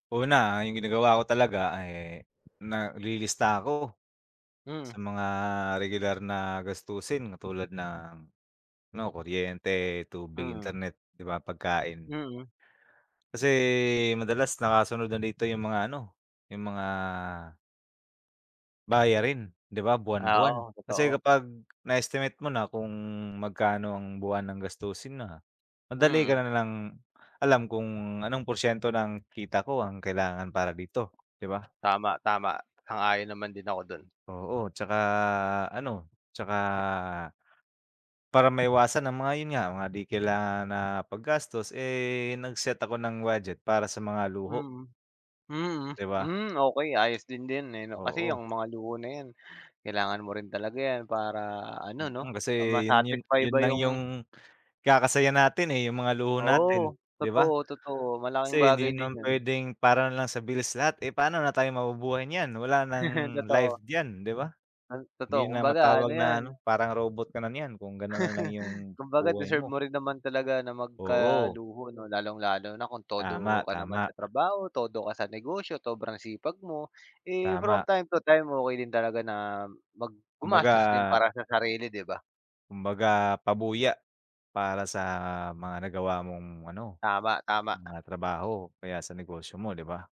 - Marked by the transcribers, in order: wind; other background noise; tapping; laugh; laugh; in English: "from time to time"
- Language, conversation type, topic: Filipino, unstructured, Paano mo hinahati ang pera mo para sa gastusin at ipon?